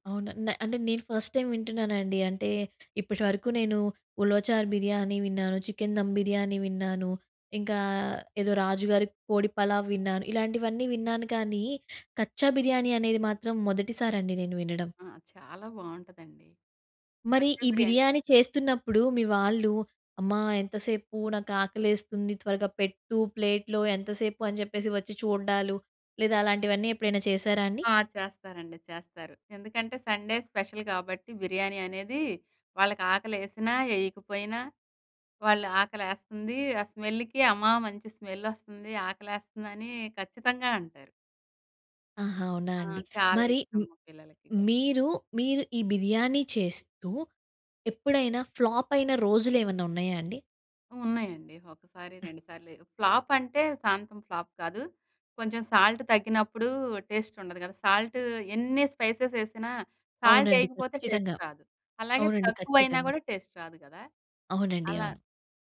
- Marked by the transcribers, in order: in English: "ఫస్ట్ టైమ్"; in Urdu: "చికెన్ దమ్ బిర్యానీ"; in Urdu: "కచ్చా బిర్యానీ"; in Urdu: "కచ్చా బిర్యానీ"; in English: "ప్లేట్‌లో"; in English: "సండే స్పెషల్"; in English: "స్మెల్‌కి"; in English: "స్మెల్"; other noise; in English: "ఫ్లాప్"; in English: "సాల్ట్"; in English: "టేస్ట్"; in English: "టేస్ట్"
- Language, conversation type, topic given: Telugu, podcast, రుచికరమైన స్మృతులు ఏ వంటకంతో ముడిపడ్డాయి?